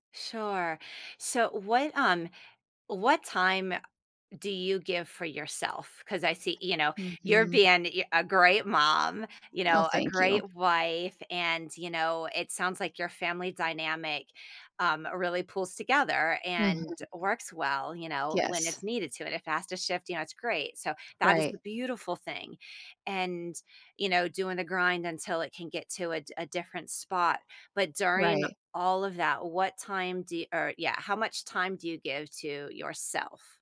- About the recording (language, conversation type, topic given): English, advice, How can I stop feeling overwhelmed and create a manageable work-life balance?
- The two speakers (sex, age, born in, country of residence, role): female, 50-54, United States, United States, advisor; female, 50-54, United States, United States, user
- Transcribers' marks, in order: other background noise